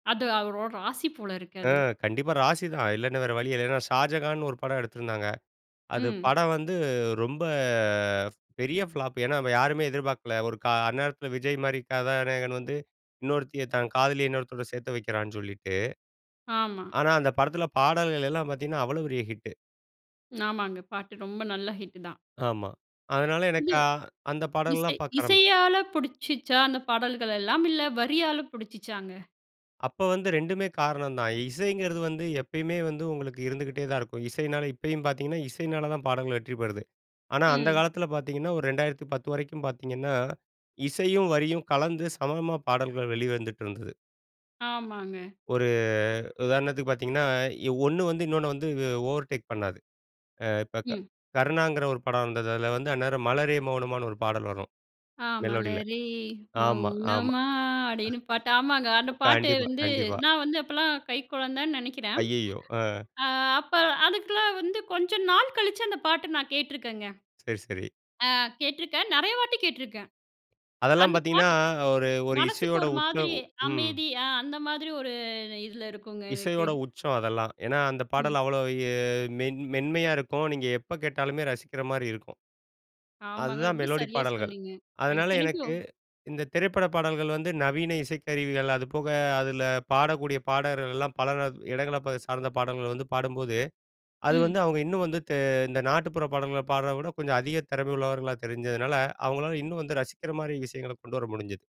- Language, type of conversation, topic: Tamil, podcast, திரைப்படப் பாடல்களா அல்லது நாட்டுப்புற/வீட்டுச்சூழல் பாடல்களா—எது உங்களுக்கு அதிகம் பிடிக்கும் என்று நினைக்கிறீர்கள்?
- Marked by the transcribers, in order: in English: "ஃபிளாப்"; in English: "ஹிட்"; drawn out: "ஒரு"; singing: "மலரே மௌனமா"; other background noise; "உச்சம்" said as "உச்சோ"